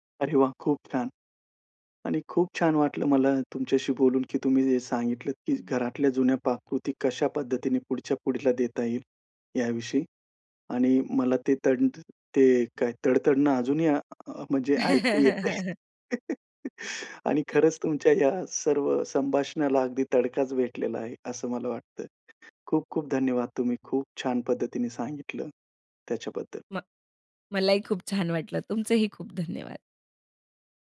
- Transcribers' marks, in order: other background noise; laugh; chuckle; other noise
- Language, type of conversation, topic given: Marathi, podcast, घरच्या जुन्या पाककृती पुढच्या पिढीपर्यंत तुम्ही कशा पद्धतीने पोहोचवता?